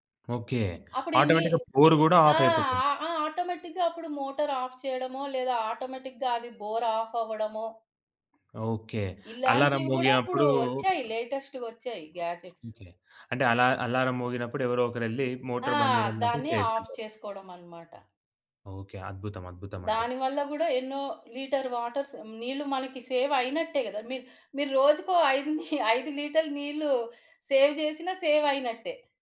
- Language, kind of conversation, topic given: Telugu, podcast, నీటిని ఆదా చేయడానికి మీరు అనుసరించే సరళమైన సూచనలు ఏమిటి?
- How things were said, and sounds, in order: in English: "ఆటోమేటిక్‌గా బోర్"; in English: "ఆఫ్"; in English: "ఆటోమేటిక్‌గా"; in English: "మోటర్ ఆఫ్"; in English: "ఆటోమేటిక్‌గా"; in English: "బోర్ ఆఫ్"; in English: "అలారం"; in English: "లేటెస్ట్‌గా"; in English: "గాడ్జెట్స్"; in English: "అలా అలారం"; in English: "మోటర్"; in English: "ఆఫ్"; in English: "లీటర్ వాటర్స్"; in English: "సేవ్"; giggle; in English: "లీటర్"; in English: "సేవ్"; in English: "సేవ్"